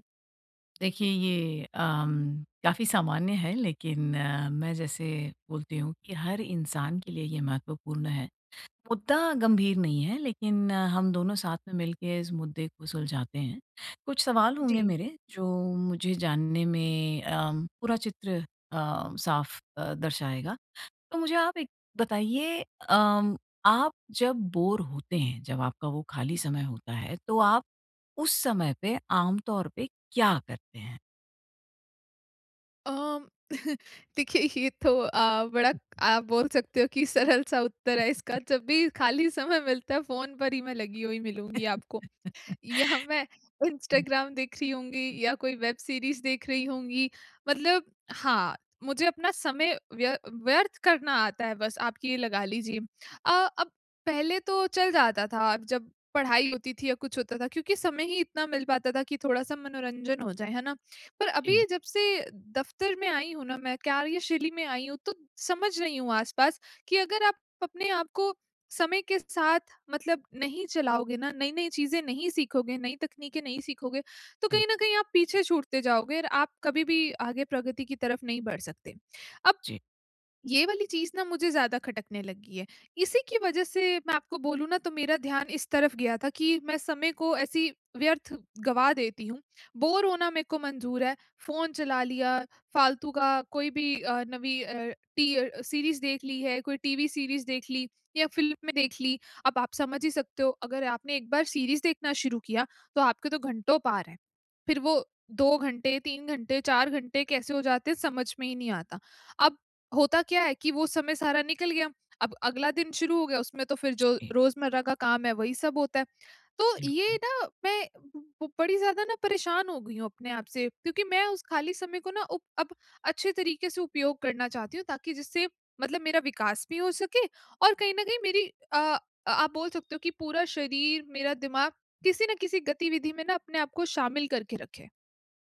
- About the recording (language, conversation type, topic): Hindi, advice, बोरियत को उत्पादकता में बदलना
- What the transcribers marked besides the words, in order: laugh; laughing while speaking: "देखिए ये तो अ, बड़ा … देख रही होंगी"; laugh; in English: "वेब सीरीज़"; in English: "सीरीज़"; in English: "सीरीज़"; in English: "सीरीज़"